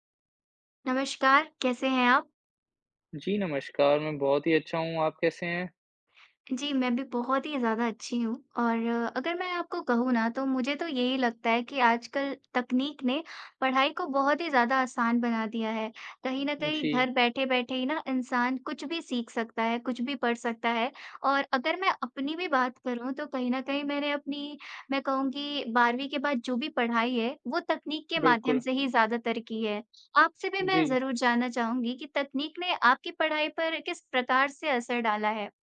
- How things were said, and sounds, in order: tapping; other background noise
- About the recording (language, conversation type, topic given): Hindi, unstructured, तकनीक ने आपकी पढ़ाई पर किस तरह असर डाला है?